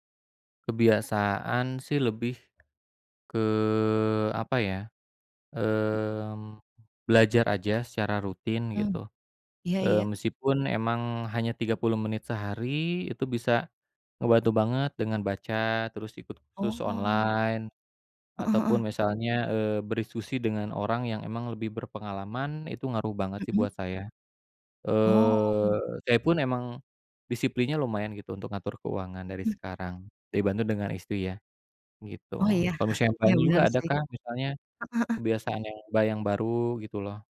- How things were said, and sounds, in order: tapping; other background noise; chuckle
- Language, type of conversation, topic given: Indonesian, unstructured, Bagaimana kamu membayangkan hidupmu lima tahun ke depan?
- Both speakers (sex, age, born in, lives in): female, 35-39, Indonesia, Indonesia; male, 35-39, Indonesia, Indonesia